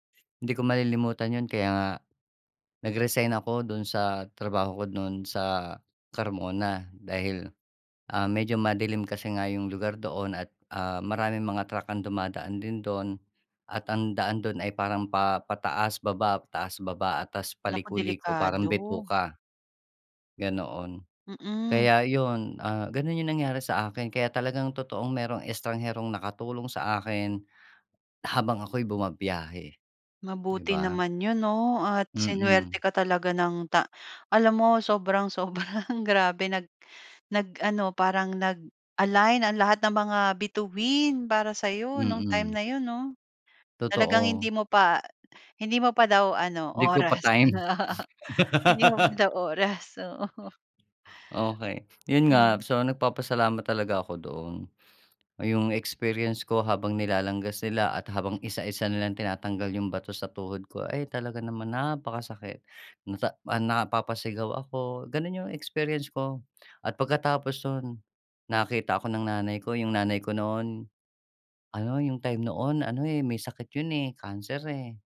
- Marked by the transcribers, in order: laughing while speaking: "sobrang sobrang"; chuckle; laugh
- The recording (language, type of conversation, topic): Filipino, podcast, May karanasan ka na bang natulungan ka ng isang hindi mo kilala habang naglalakbay, at ano ang nangyari?